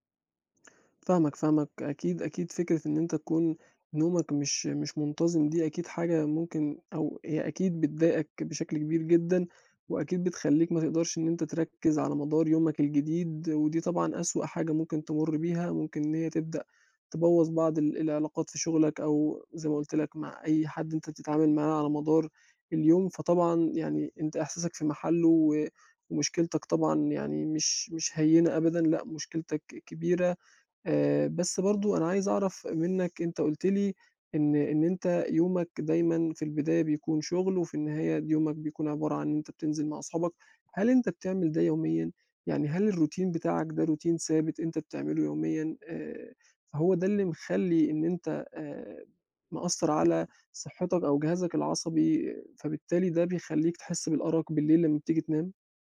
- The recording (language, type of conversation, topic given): Arabic, advice, إزاي أوصف مشكلة النوم والأرق اللي بتيجي مع الإجهاد المزمن؟
- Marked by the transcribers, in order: in English: "الروتين"; in English: "روتين"